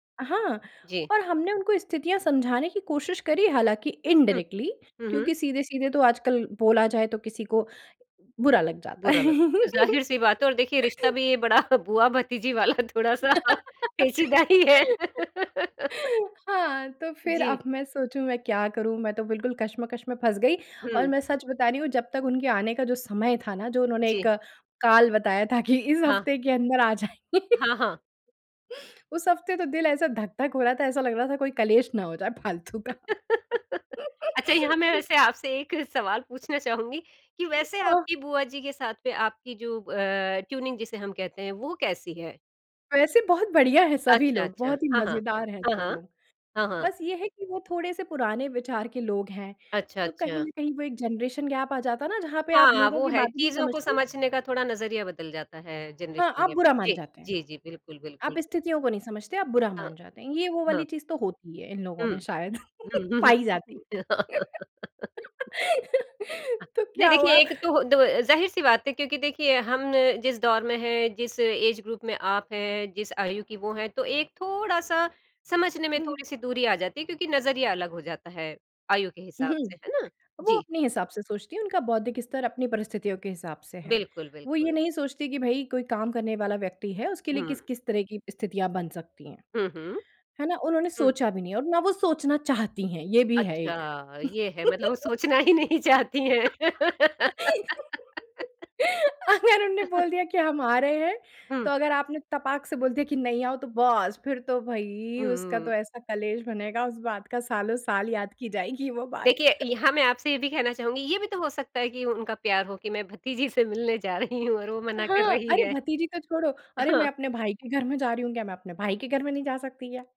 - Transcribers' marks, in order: in English: "इनडायरेक्टली"; laugh; laughing while speaking: "बड़ा बुआ-भतीजी वाला थोड़ा-सा पेचीदा ही है"; laugh; laugh; laughing while speaking: "कि इस हफ़्ते के अंदर आ जाएँ"; laugh; laughing while speaking: "अच्छा, यहाँ मैं वैसे आपसे एक सवाल पूछना चाहूँगी"; laughing while speaking: "फालतू का"; in English: "ट्यूनिंग"; in English: "जेनरेशन गैप"; in English: "जनरेशन गैप"; laugh; laughing while speaking: "पाई जाती। तो क्या हुआ"; in English: "एज ग्रुप"; laugh; laughing while speaking: "वो सोचना ही नहीं चाहती हैं"; laugh; laughing while speaking: "अगर उन्होंने बोल दिया कि … जाएगी वो बात"; laugh; laugh; laughing while speaking: "भतीजी से मिलने जा रही हूँ और वो मना कर रही है"; laughing while speaking: "हाँ"
- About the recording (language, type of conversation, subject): Hindi, podcast, रिश्तों से आपने क्या सबसे बड़ी बात सीखी?